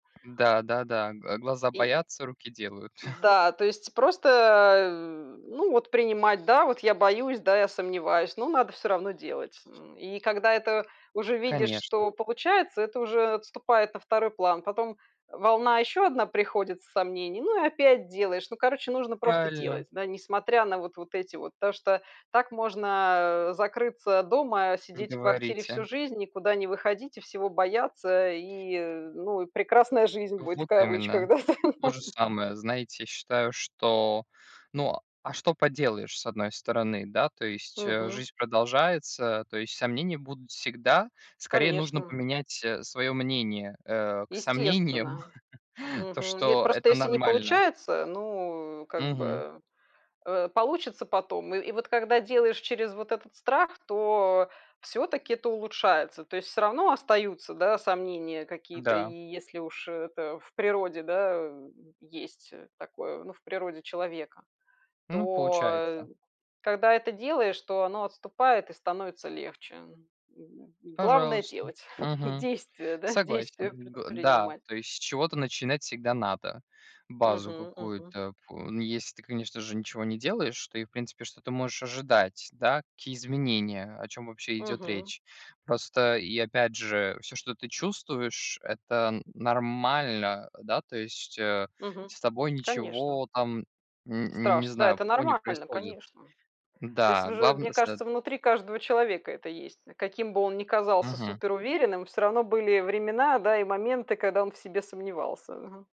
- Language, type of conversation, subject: Russian, unstructured, Что делает вас счастливым в том, кем вы являетесь?
- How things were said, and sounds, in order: tapping; exhale; other background noise; laughing while speaking: "да там"; chuckle; laughing while speaking: "сомнениям"; chuckle